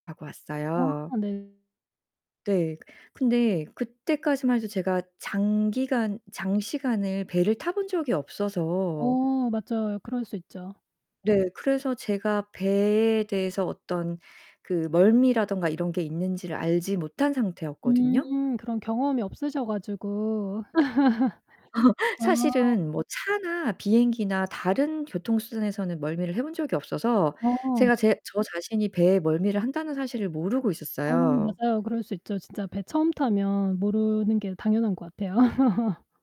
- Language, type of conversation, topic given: Korean, podcast, 오래 기억에 남는 친구와의 일화가 있으신가요?
- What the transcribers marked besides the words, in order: distorted speech; other background noise; laugh; laughing while speaking: "같아요"